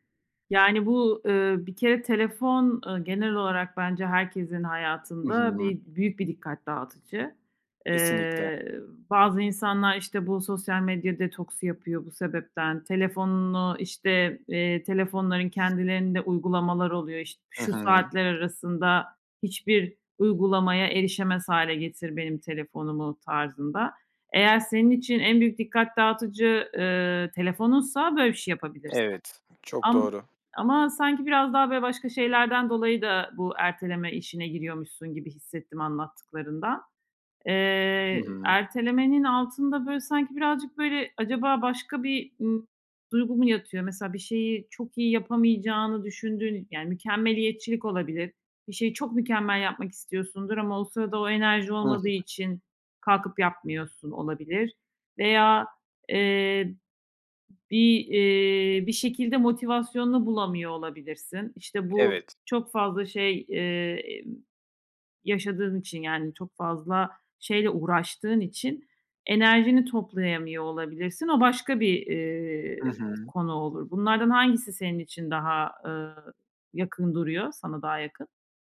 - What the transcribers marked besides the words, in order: other background noise
- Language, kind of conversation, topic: Turkish, advice, Sürekli erteleme yüzünden hedeflerime neden ulaşamıyorum?
- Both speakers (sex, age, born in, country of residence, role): female, 40-44, Turkey, Hungary, advisor; male, 20-24, Turkey, Poland, user